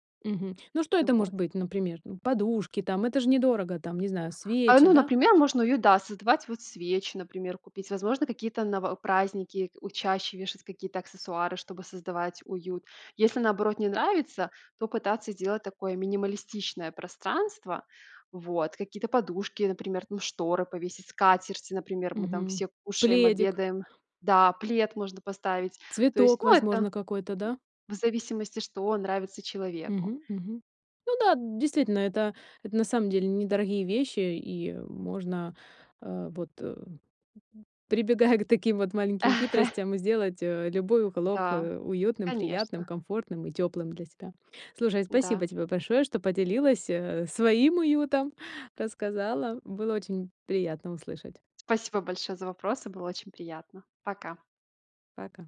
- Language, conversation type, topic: Russian, podcast, Где в доме тебе уютнее всего и почему?
- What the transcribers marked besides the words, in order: other background noise; chuckle